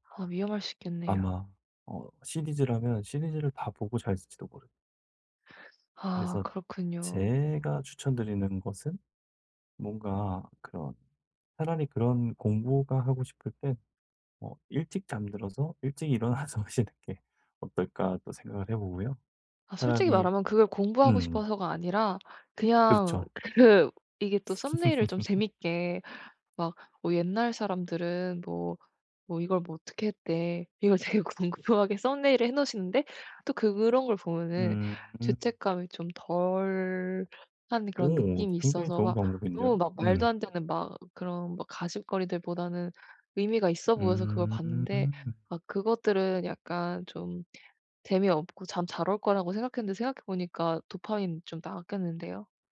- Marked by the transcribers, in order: tapping; other background noise; laughing while speaking: "일어나서 하시는 게"; laughing while speaking: "그"; laugh; laughing while speaking: "이걸 되게 궁금하게"
- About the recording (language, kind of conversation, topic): Korean, advice, 자기 전에 스마트폰 사용을 줄여 더 빨리 잠들려면 어떻게 시작하면 좋을까요?